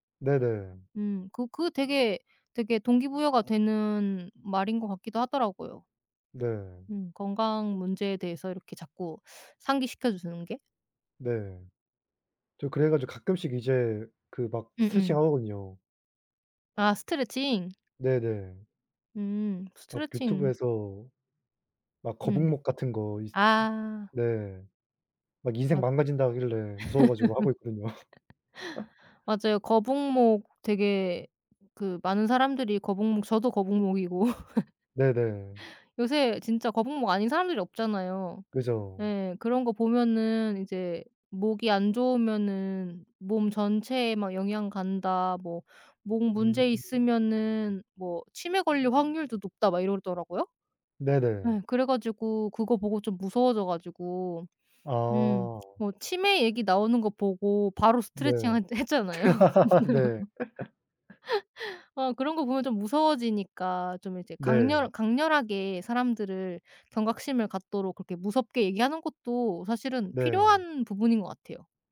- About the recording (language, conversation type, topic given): Korean, unstructured, 운동을 억지로 시키는 것이 옳을까요?
- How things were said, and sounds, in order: other background noise; laugh; laughing while speaking: "있거든요"; laugh; laughing while speaking: "거북목이고"; laugh; laughing while speaking: "했잖아요"; laugh; tapping